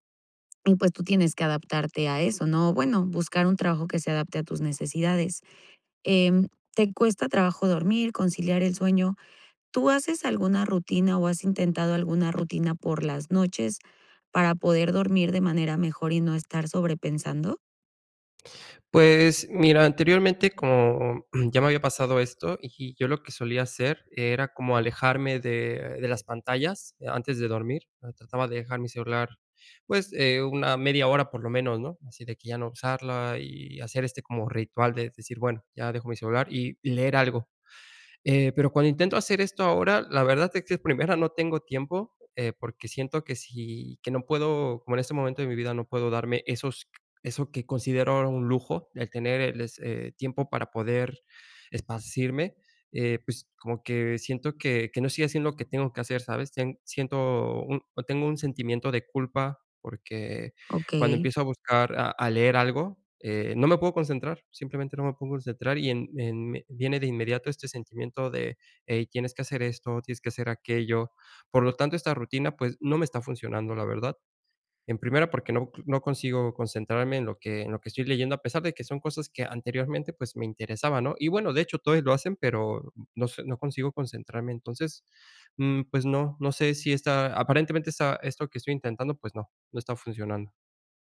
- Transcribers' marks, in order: none
- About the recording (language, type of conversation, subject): Spanish, advice, ¿Cómo puedo manejar la sobrecarga mental para poder desconectar y descansar por las noches?